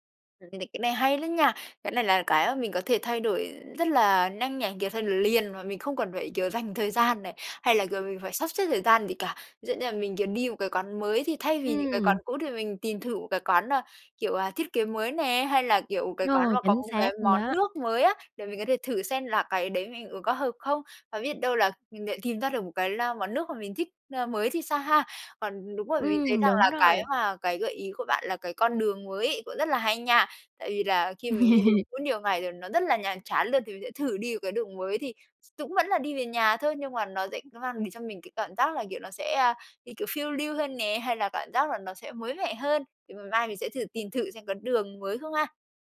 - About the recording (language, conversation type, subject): Vietnamese, advice, Làm thế nào để tôi thoát khỏi lịch trình hằng ngày nhàm chán và thay đổi thói quen sống?
- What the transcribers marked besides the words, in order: laugh